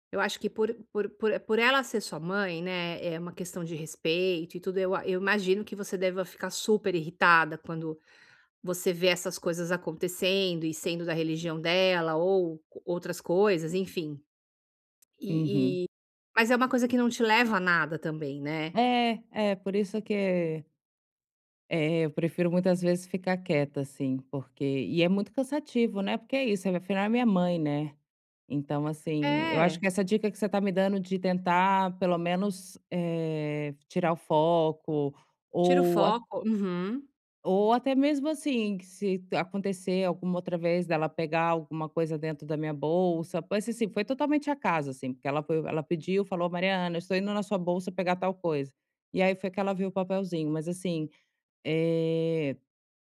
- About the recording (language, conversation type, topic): Portuguese, advice, Como conversar sobre crenças diferentes na família sem brigar?
- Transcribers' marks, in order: tapping